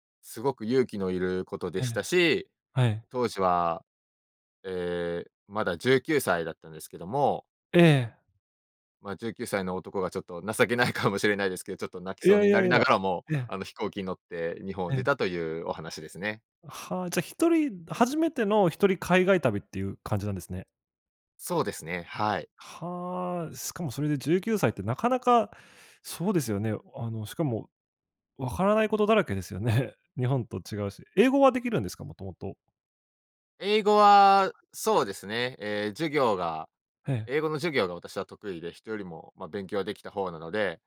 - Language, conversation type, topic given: Japanese, podcast, 初めての一人旅で学んだことは何ですか？
- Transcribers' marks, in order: laughing while speaking: "情けないかもしれない"; "しかも" said as "すかも"; unintelligible speech